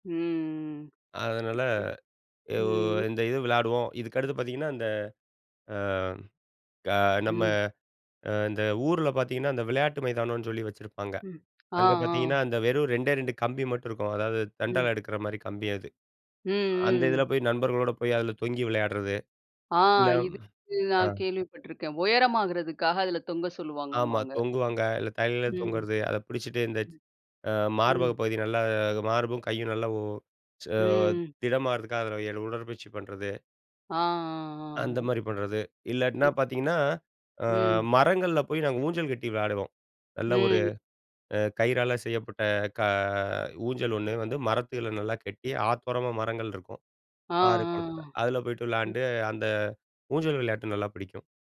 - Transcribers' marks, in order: other background noise; tapping
- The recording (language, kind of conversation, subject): Tamil, podcast, சிறுவயதில் உங்களுக்குப் பிடித்த விளையாட்டு என்ன, அதைப் பற்றி சொல்ல முடியுமா?